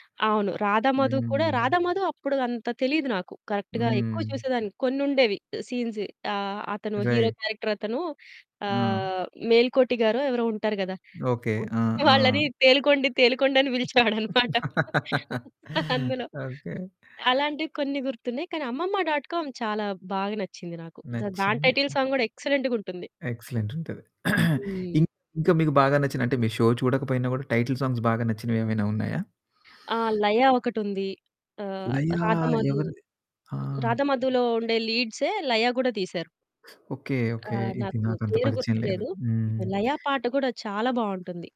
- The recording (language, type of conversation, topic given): Telugu, podcast, పాత టెలివిజన్ ధారావాహికలు మీ మనసులో ఎందుకు అంతగా నిలిచిపోయాయి?
- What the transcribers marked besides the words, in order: in English: "కరెక్ట్‌గా"; in English: "రైట్"; other background noise; in English: "హీరో"; laughing while speaking: "వాళ్ళని తేలుకొండి తేలుకొండి అని పిలిచేవాడన్నమాట అందులో"; laugh; in English: "డాట్ కామ్"; in English: "టైటిల్ సాంగ్"; static; in English: "ఎక్సలెంట్‌గుంటుంది"; in English: "ఎక్సలెంట్"; throat clearing; in English: "షో"; in English: "టైటిల్ సాంగ్స్"